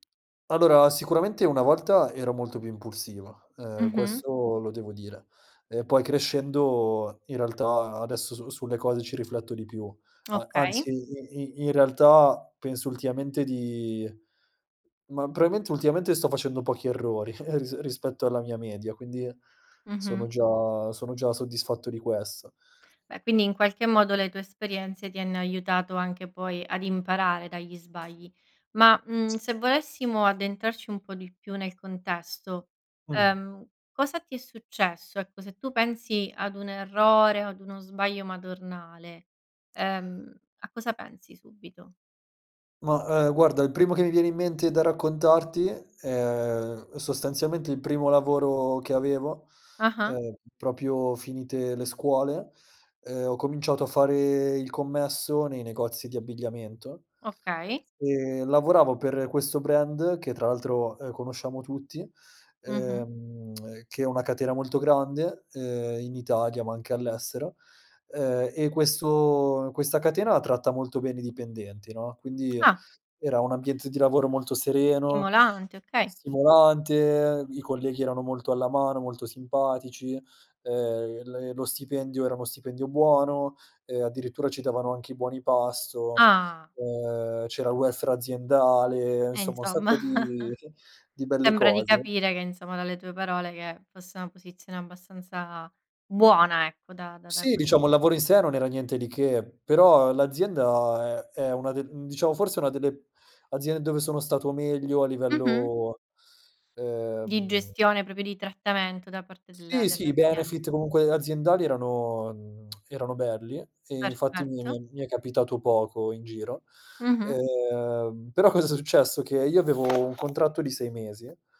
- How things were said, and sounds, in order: "probabilmente" said as "proaimente"; chuckle; unintelligible speech; other background noise; "proprio" said as "propio"; lip smack; tapping; laughing while speaking: "insomma"; chuckle; "proprio" said as "propio"; lip smack; laughing while speaking: "successo?"
- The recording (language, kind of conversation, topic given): Italian, podcast, Raccontami di una volta in cui hai sbagliato e hai imparato molto?